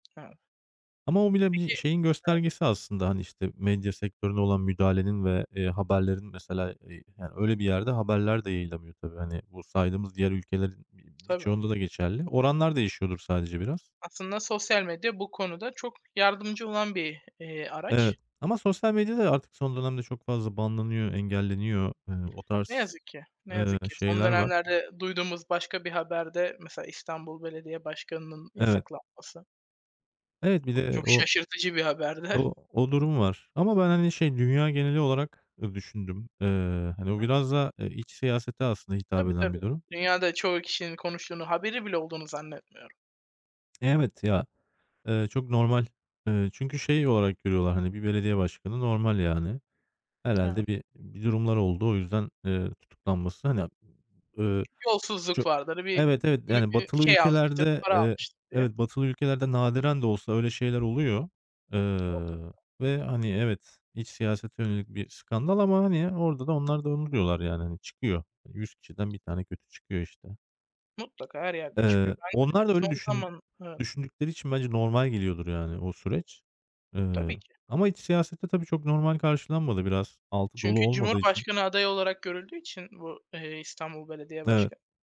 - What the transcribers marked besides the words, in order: other background noise; tapping; in English: "ban'lanıyor"; laughing while speaking: "haberdi"; unintelligible speech
- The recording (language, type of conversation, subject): Turkish, unstructured, Son zamanlarda dünyada en çok konuşulan haber hangisiydi?
- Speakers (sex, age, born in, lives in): male, 20-24, Turkey, Finland; male, 35-39, Turkey, Germany